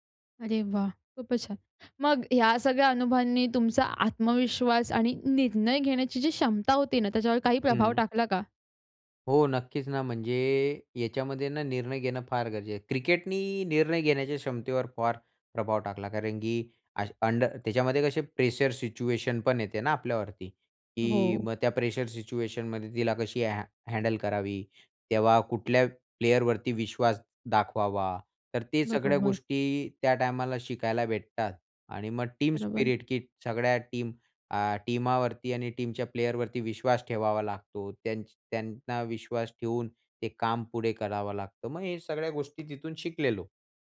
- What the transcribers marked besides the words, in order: in English: "अंडर"; in English: "हँडल"; in English: "प्लेयरवरती"; in English: "टीम स्पिरिट"; in English: "टीम"; in English: "टीमावरती"; in English: "टीमच्या प्लेयरवरती"
- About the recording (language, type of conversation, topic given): Marathi, podcast, लहानपणीच्या खेळांचा तुमच्यावर काय परिणाम झाला?